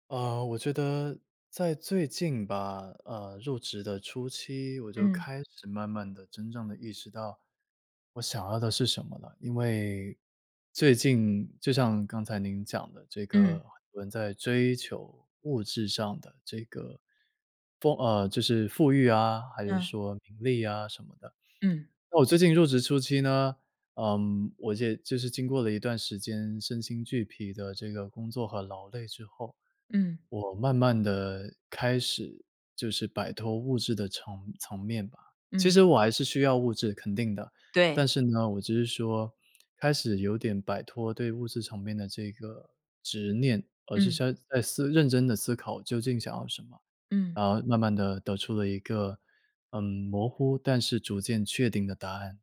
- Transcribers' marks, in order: none
- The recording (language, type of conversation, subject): Chinese, podcast, 你是什么时候意识到自己真正想要什么的？